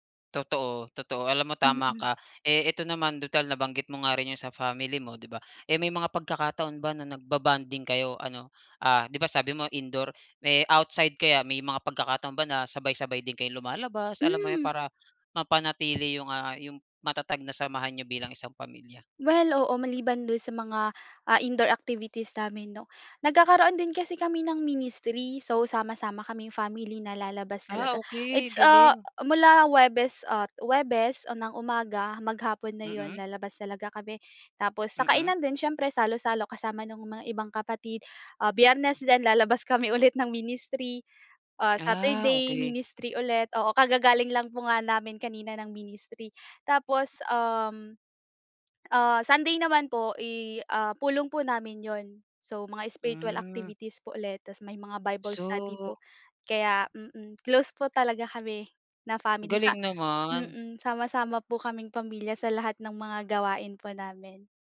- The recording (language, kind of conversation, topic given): Filipino, podcast, Ano ang ginagawa ninyo para manatiling malapit sa isa’t isa kahit abala?
- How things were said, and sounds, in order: tapping; other background noise